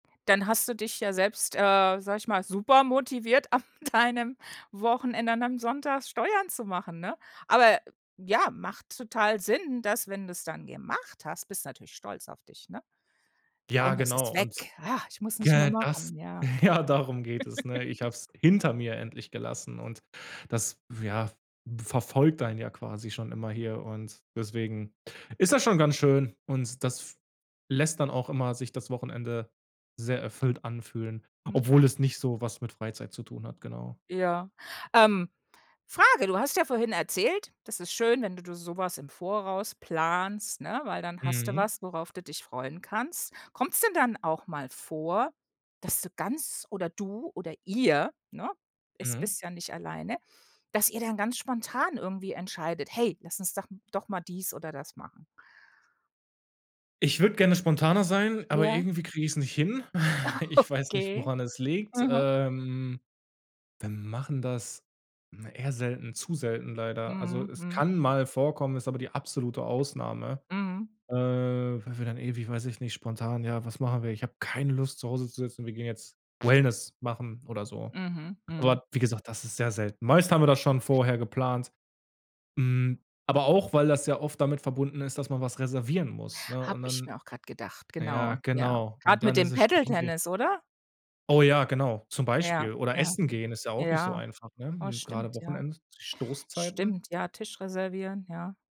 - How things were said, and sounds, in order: laughing while speaking: "am"; other background noise; laughing while speaking: "ja"; stressed: "hinter"; chuckle; laughing while speaking: "Ah okay"; snort
- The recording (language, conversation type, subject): German, podcast, Was macht ein Wochenende für dich wirklich erfüllend?